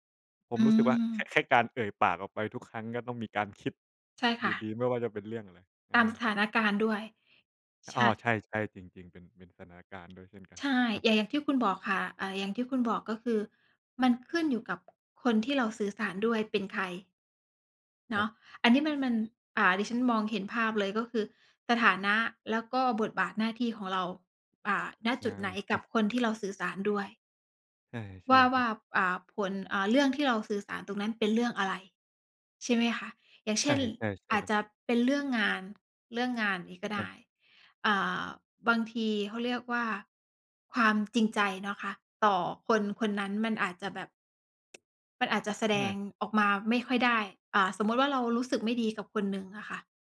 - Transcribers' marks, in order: tapping
- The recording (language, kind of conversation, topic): Thai, unstructured, เมื่อไหร่ที่คุณคิดว่าความซื่อสัตย์เป็นเรื่องยากที่สุด?